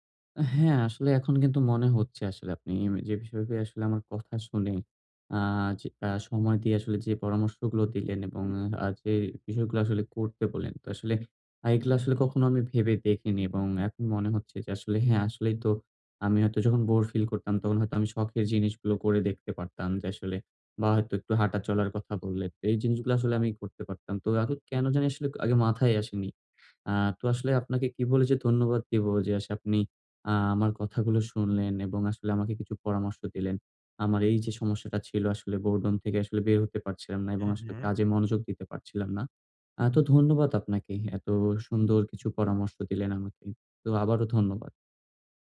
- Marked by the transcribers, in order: none
- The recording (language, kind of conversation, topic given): Bengali, advice, বোর হয়ে গেলে কীভাবে মনোযোগ ফিরে আনবেন?